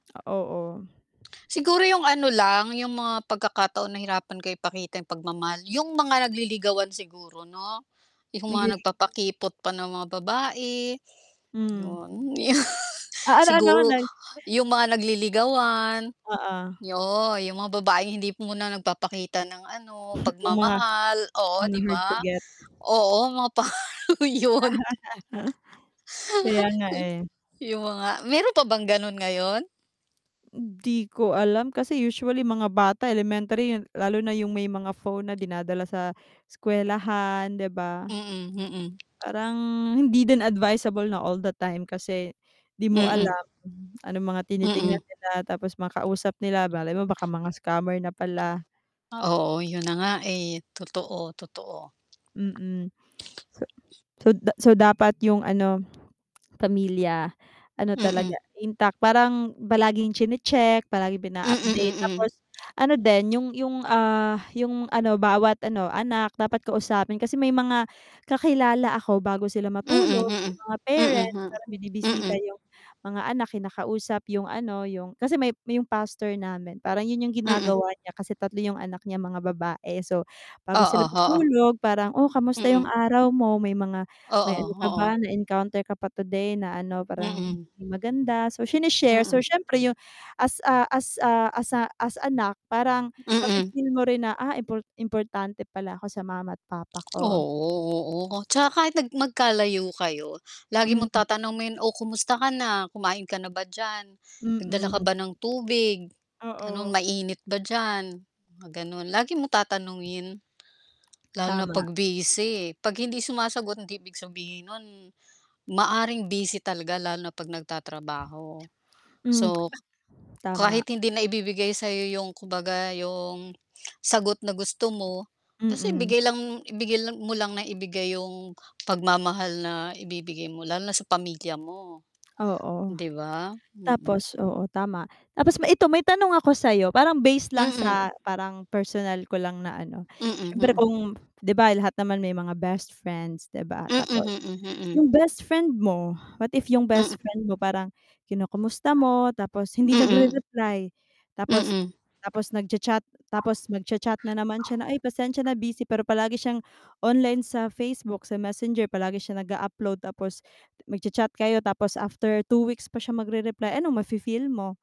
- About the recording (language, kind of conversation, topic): Filipino, unstructured, Paano mo ipinapakita ang pagmamahal sa pamilya araw-araw?
- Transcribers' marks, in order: static; distorted speech; laughing while speaking: "'Yo"; throat clearing; laughing while speaking: "pa 'yon"; laugh; other background noise; tapping; tongue click; dog barking